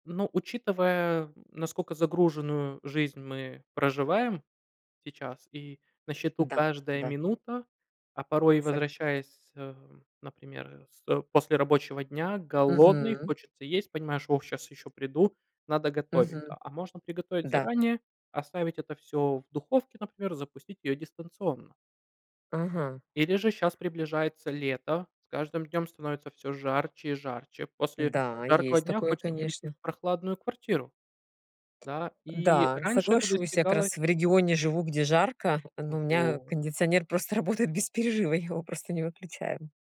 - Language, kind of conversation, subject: Russian, unstructured, Как вы относитесь к идее умного дома?
- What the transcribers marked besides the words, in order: other background noise; tapping; laughing while speaking: "работает без перерыва"